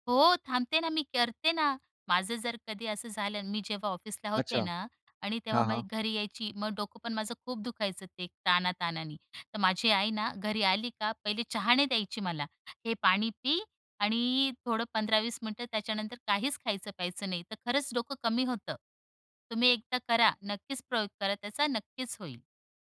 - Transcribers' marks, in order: tapping
- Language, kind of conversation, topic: Marathi, podcast, सामान्य दुखणं कमी करण्यासाठी तुम्ही घरगुती उपाय कसे वापरता?